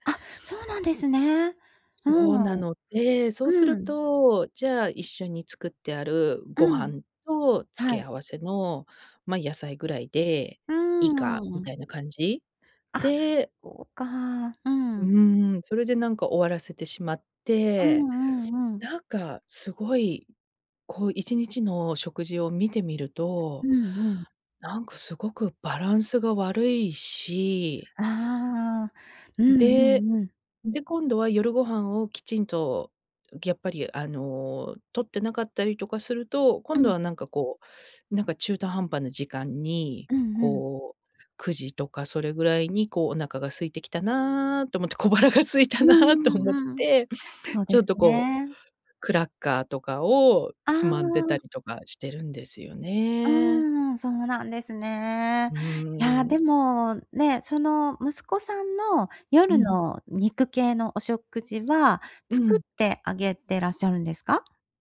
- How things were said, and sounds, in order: "やっぱり" said as "ぎゃっぱり"; laughing while speaking: "小腹が空いたなと思って"
- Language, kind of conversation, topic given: Japanese, advice, 毎日の健康的な食事を習慣にするにはどうすればよいですか？